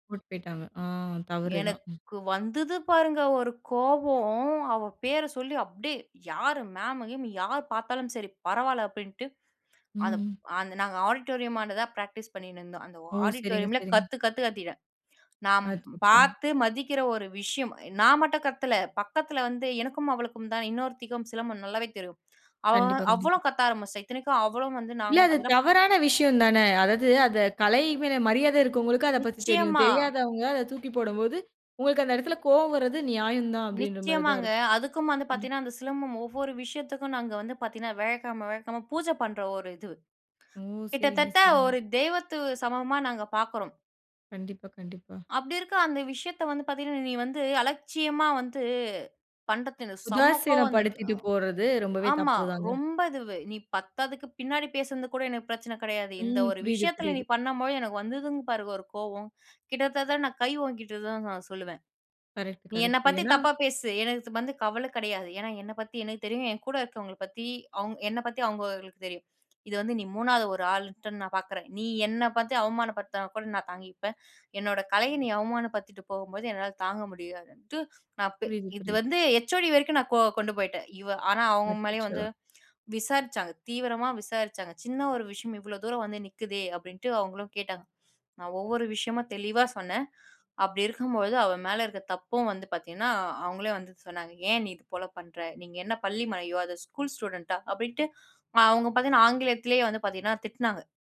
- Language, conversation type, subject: Tamil, podcast, ஒரு நட்பில் ஏற்பட்ட பிரச்சனையை நீங்கள் எவ்வாறு கையாள்ந்தீர்கள்?
- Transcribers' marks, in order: angry: "எனக்கு வந்தது பாருங்க ஒரு கோபம் … கத்து கத்து கத்திட்டேன்"; other background noise; in English: "ஆடிட்டோரியமாண்டதான் ப்ராக்டிஸ்"; in English: "ஆடிட்டோரியமில"; angry: "நீ வந்து அலட்சியமா வந்து பண்றது … தான் நான் சொல்லுவேன்"; "கிட்டத்தட்ட" said as "கிட்டத்தத்த"